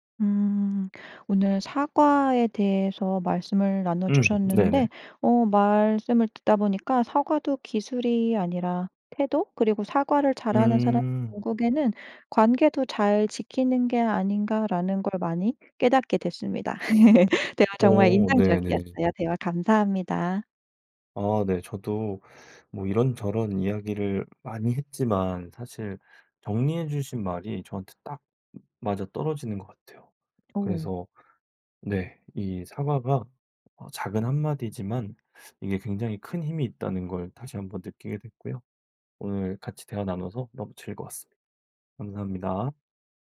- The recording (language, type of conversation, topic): Korean, podcast, 사과할 때 어떤 말이 가장 효과적일까요?
- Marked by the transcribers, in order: other background noise; laugh